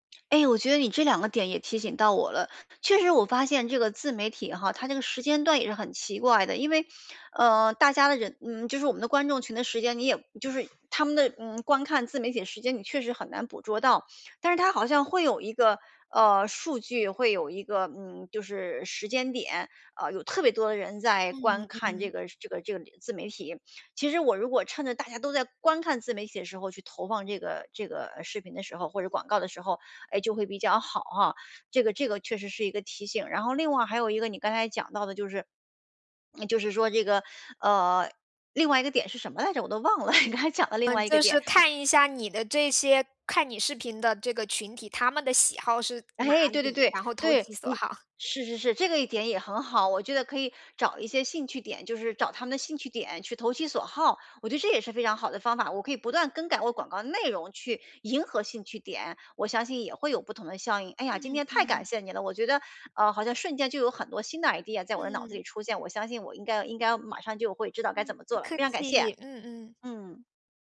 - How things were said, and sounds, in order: laugh; laughing while speaking: "你刚才讲了另外一个点"; in English: "idea"
- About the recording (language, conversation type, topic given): Chinese, advice, 我怎样才能摆脱反复出现的负面模式？